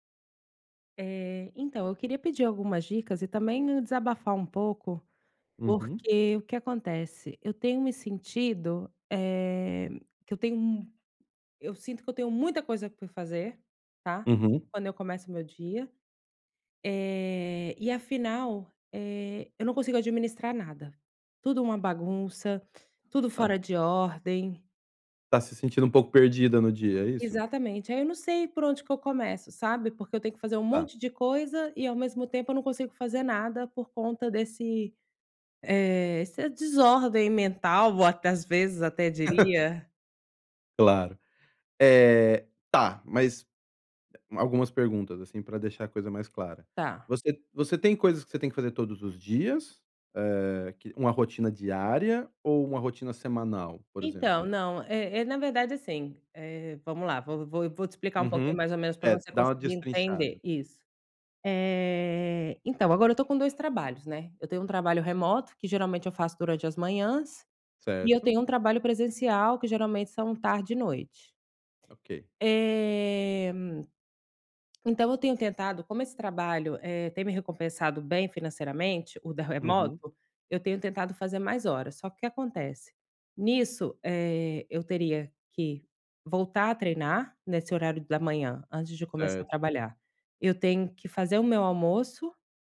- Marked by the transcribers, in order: tapping; chuckle; other background noise; drawn out: "Eh"; drawn out: "Eh"
- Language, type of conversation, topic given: Portuguese, advice, Como decido o que fazer primeiro no meu dia?
- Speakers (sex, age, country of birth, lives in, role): female, 35-39, Brazil, Spain, user; male, 45-49, Brazil, Spain, advisor